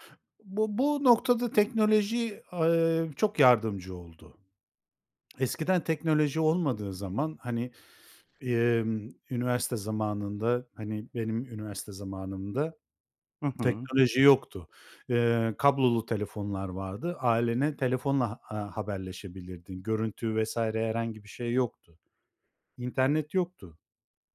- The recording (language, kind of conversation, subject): Turkish, podcast, Göç deneyimi yaşadıysan, bu süreç seni nasıl değiştirdi?
- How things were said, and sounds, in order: other background noise